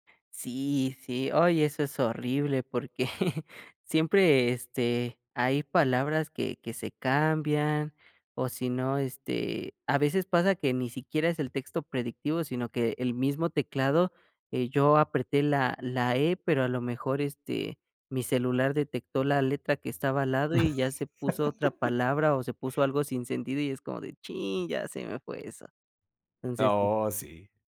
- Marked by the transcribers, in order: chuckle; laugh
- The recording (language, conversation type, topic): Spanish, podcast, ¿Prefieres comunicarte por llamada, mensaje o nota de voz?